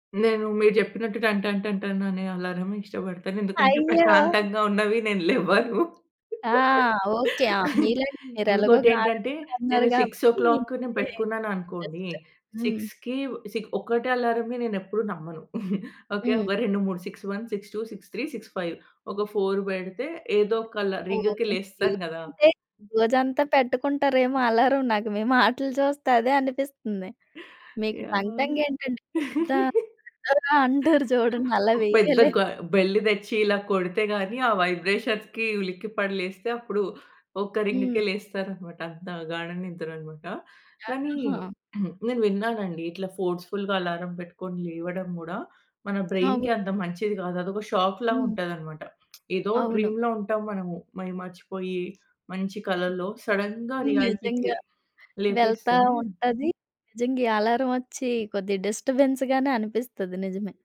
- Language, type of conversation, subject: Telugu, podcast, సమయానికి లేవడానికి మీరు పాటించే చిట్కాలు ఏమిటి?
- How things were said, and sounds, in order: laugh; in English: "సిక్స్ ఓ క్లాక్‌ను"; in English: "సిక్స్‌కి"; in English: "బెస్ట్"; chuckle; in English: "ఫోర్"; in English: "రింగ్‌కి"; laugh; in English: "బెల్"; in English: "వైబ్రేషన్‌కి"; in English: "రింగ్‌కే"; throat clearing; in English: "ఫోర్స్‌ఫుల్‌గా"; in English: "బ్రైన్‌కి"; in English: "షాక్"; lip smack; in English: "డ్రీమ్‌లో"; other noise; in English: "సడెన్‌గా రియాలిటీ‌కి"; in English: "డిస్టర్బెన్స్"